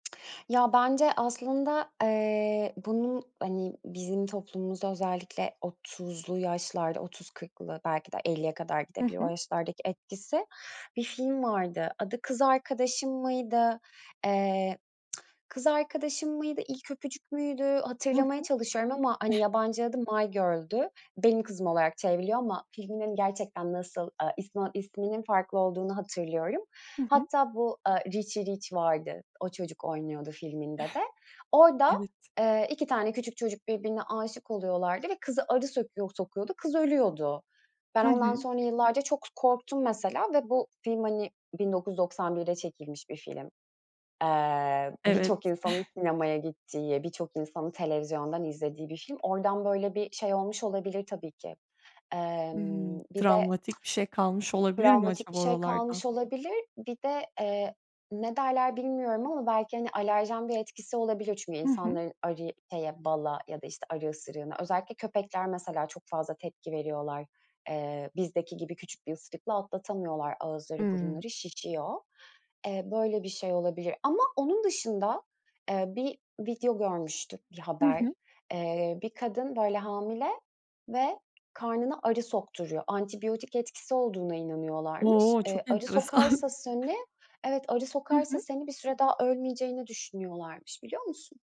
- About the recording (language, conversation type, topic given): Turkish, podcast, Arıların ve böceklerin doğadaki rolünü nasıl anlatırsın?
- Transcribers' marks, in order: tapping; tongue click; chuckle; chuckle; chuckle; other background noise; chuckle